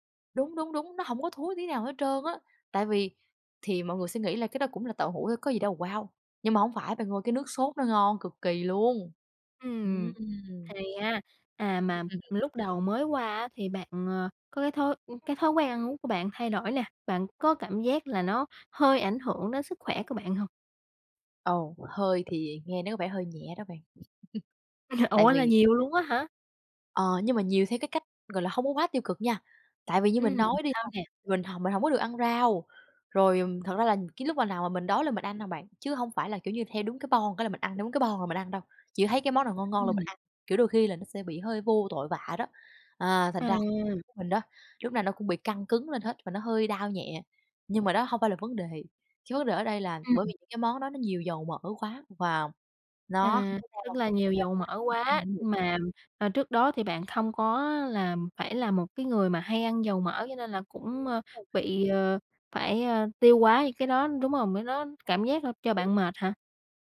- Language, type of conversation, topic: Vietnamese, podcast, Bạn thay đổi thói quen ăn uống thế nào khi đi xa?
- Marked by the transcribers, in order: tapping; laugh; unintelligible speech; unintelligible speech; unintelligible speech